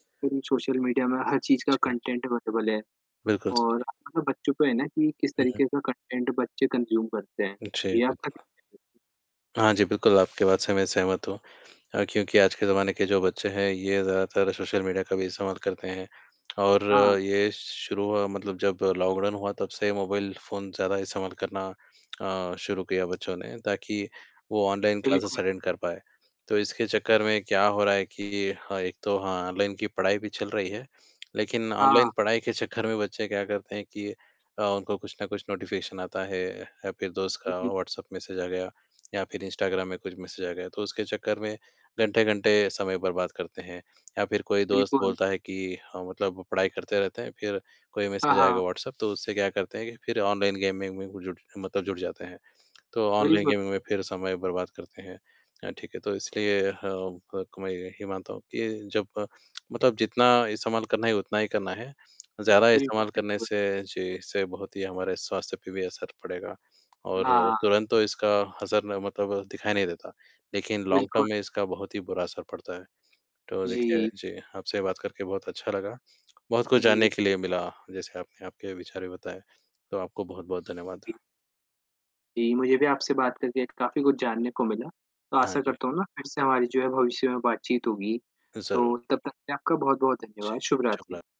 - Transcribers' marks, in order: distorted speech; static; in English: "कंटेंट अवेलेबल"; unintelligible speech; in English: "कंटेंट"; in English: "कंज्यूम"; unintelligible speech; in English: "लॉकडाउन"; in English: "ऑनलाइन क्लासेस अटेंड"; in English: "नोटिफिकेशन"; in English: "मैसेज"; in English: "मैसेज"; in English: "मैसेज"; in English: "ऑनलाइन गेम"; in English: "ऑनलाइन गेमिंग"; tapping; in English: "लॉन्ग टर्म"
- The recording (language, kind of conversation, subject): Hindi, unstructured, क्या फोन पर खेल खेलना वाकई समय की बर्बादी है?